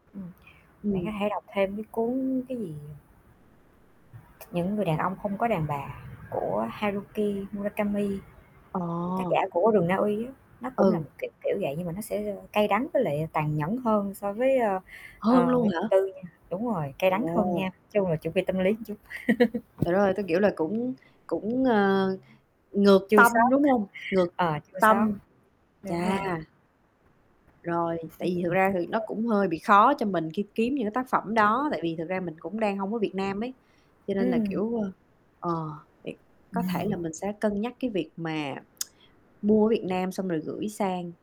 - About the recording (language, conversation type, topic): Vietnamese, unstructured, Bạn chọn sách để đọc như thế nào?
- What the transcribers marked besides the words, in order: static; other background noise; tapping; laugh; chuckle; unintelligible speech; chuckle; unintelligible speech; tsk